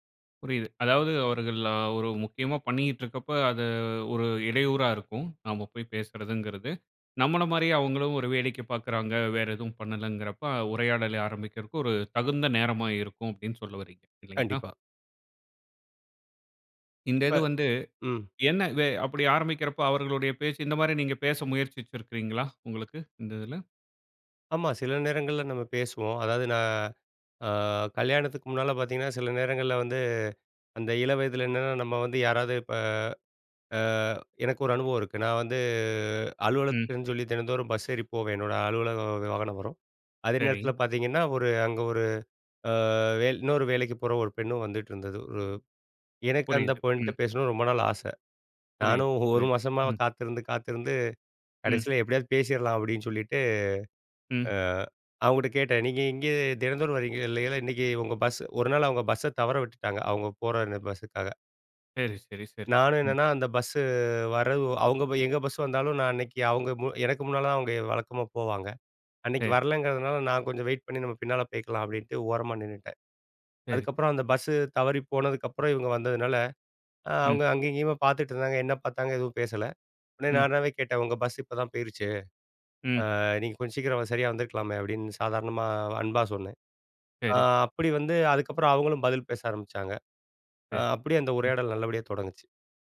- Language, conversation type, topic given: Tamil, podcast, சின்ன உரையாடலை எப்படித் தொடங்குவீர்கள்?
- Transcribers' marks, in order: drawn out: "ஆ"; "பார்த்தீங்கன்னா" said as "பாத்தீங்கன்னா"; drawn out: "வந்து"; drawn out: "ஆ"; drawn out: "வந்து"; drawn out: "ஆ"; drawn out: "அ"; drawn out: "பஸ்ஸு"; other noise